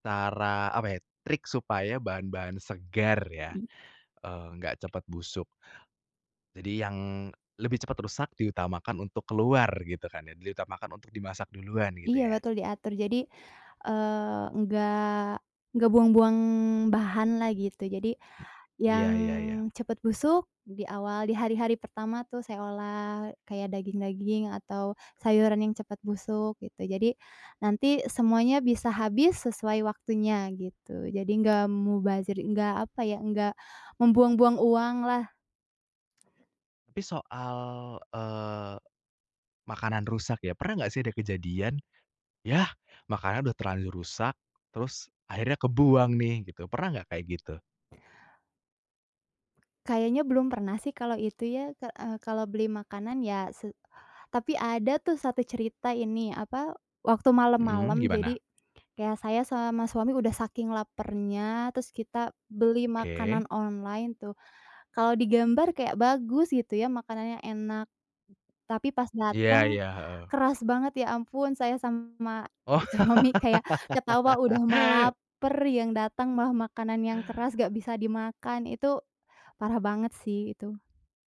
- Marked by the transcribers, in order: other background noise; laughing while speaking: "suami"; laugh
- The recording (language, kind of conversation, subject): Indonesian, podcast, Bagaimana kamu mengolah sisa makanan menjadi hidangan baru?